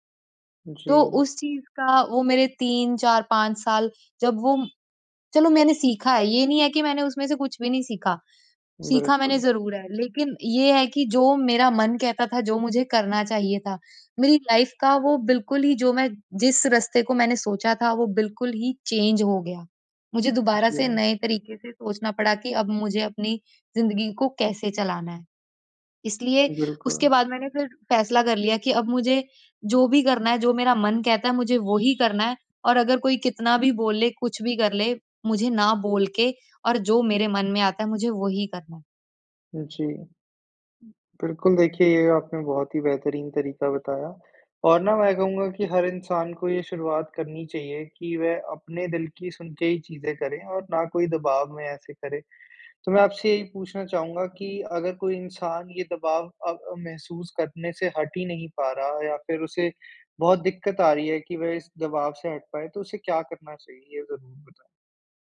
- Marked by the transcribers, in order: horn; in English: "लाइफ़"; in English: "चेंज"
- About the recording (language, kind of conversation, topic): Hindi, podcast, जब आपसे बार-बार मदद मांगी जाए, तो आप सीमाएँ कैसे तय करते हैं?